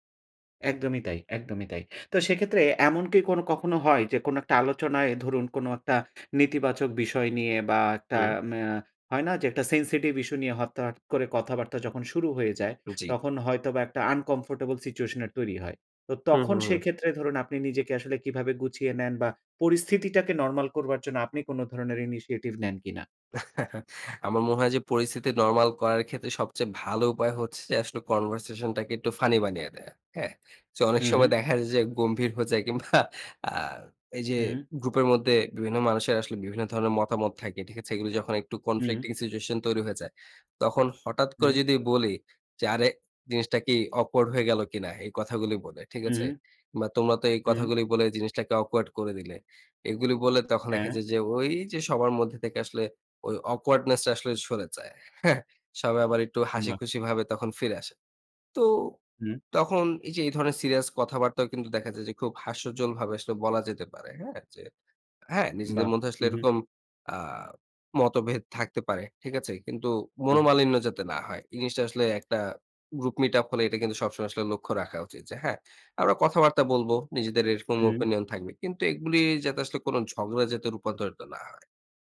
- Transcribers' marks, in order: in English: "sensitive"; "হঠাৎ" said as "হতাৎ"; in English: "uncomfortable"; in English: "initiative"; chuckle; tapping; in English: "conversation"; in English: "conflicting situation"; in English: "awkward"; in English: "awkward"; in English: "awkwardness"
- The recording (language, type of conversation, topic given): Bengali, podcast, মিটআপে গিয়ে আপনি কীভাবে কথা শুরু করেন?